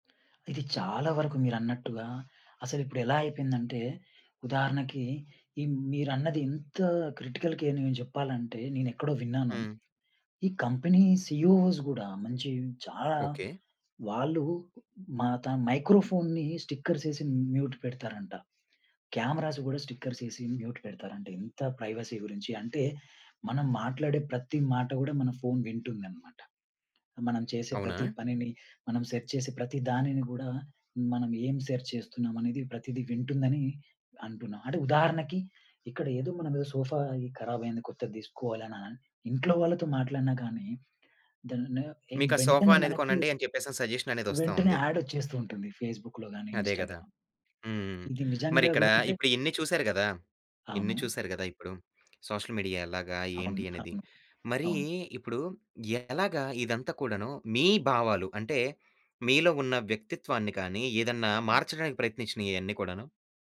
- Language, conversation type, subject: Telugu, podcast, సోషల్ మీడియా మన భావాలను ఎలా మార్చుతోంది?
- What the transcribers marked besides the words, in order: tapping; in English: "క్రిటికల్‌కేర్‌ని"; in English: "కంపెనీ సిఇఓ‌స్"; in English: "మైక్రోఫోన్‌ని స్టిక్కర్స్"; in English: "మ్యూట్"; in English: "క్యామరాస్"; in English: "స్టిక్కర్స్"; in English: "మ్యూట్"; in English: "ప్రైవసీ"; in English: "సెర్చ్"; in English: "సెర్చ్"; in English: "సజెషన్"; in English: "ఫేస్‌బుక్‌లో"; in English: "ఇన్‌స్టా‌గ్రామ్"; in English: "సోషల్ మీడియా"; other background noise